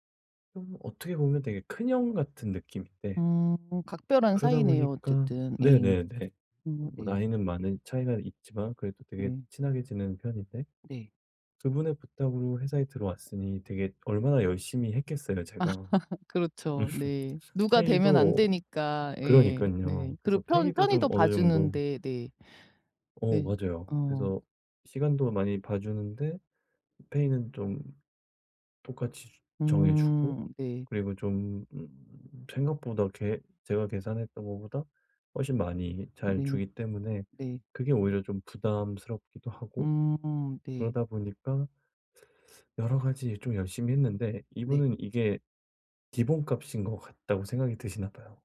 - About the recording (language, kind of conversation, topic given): Korean, advice, 에너지와 시간의 한계를 어떻게 부드럽고도 명확하게 알릴 수 있을까요?
- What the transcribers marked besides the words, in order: other background noise; laughing while speaking: "아"; laugh; tapping